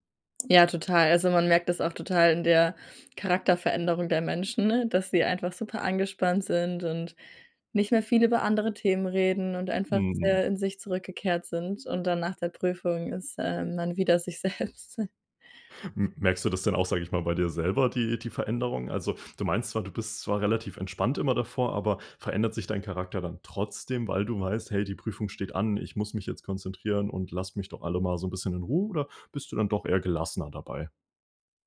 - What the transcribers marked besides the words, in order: laughing while speaking: "selbst"
- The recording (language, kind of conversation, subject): German, podcast, Wie bleibst du langfristig beim Lernen motiviert?